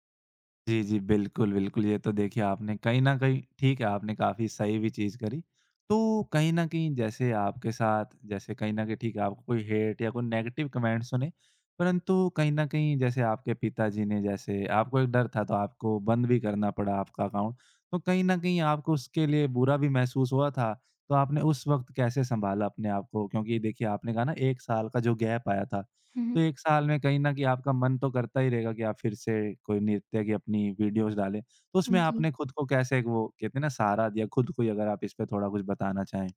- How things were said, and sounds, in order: in English: "हेट"; in English: "नेगेटिव कमेंट्स"; in English: "अकाउंट"; in English: "गैप"; in English: "वीडियोज़"
- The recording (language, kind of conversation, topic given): Hindi, podcast, ट्रोलिंग या नकारात्मक टिप्पणियों का सामना आप कैसे करते हैं?